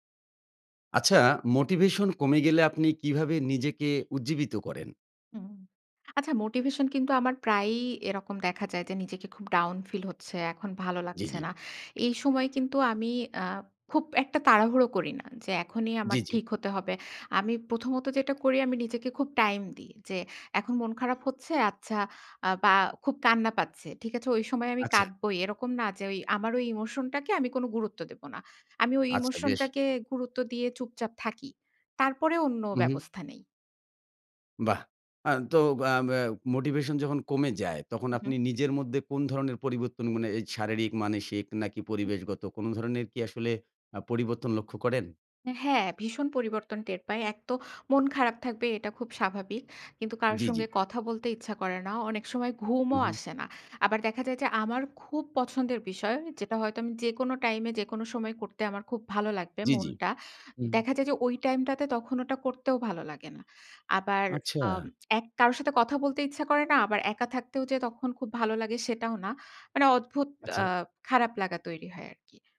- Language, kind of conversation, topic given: Bengali, podcast, মোটিভেশন কমে গেলে আপনি কীভাবে নিজেকে আবার উদ্দীপ্ত করেন?
- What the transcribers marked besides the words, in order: none